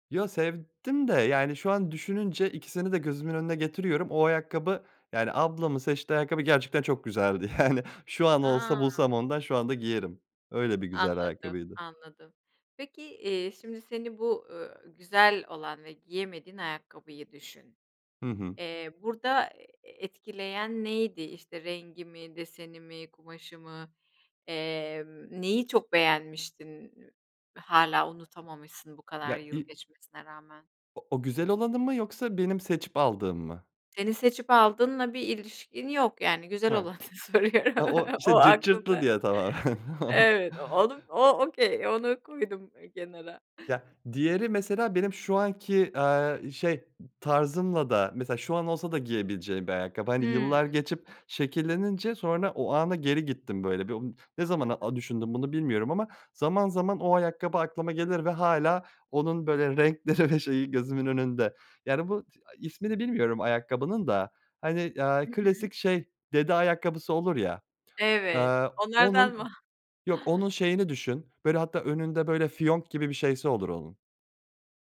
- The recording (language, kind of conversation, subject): Turkish, podcast, Hangi kıyafet seni daha neşeli hissettirir?
- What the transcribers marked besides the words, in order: laughing while speaking: "Yani"; other background noise; laughing while speaking: "güzel olanı soruyorum"; chuckle; in English: "okay"; laughing while speaking: "ve şeyi"; "şeyi" said as "şeysi"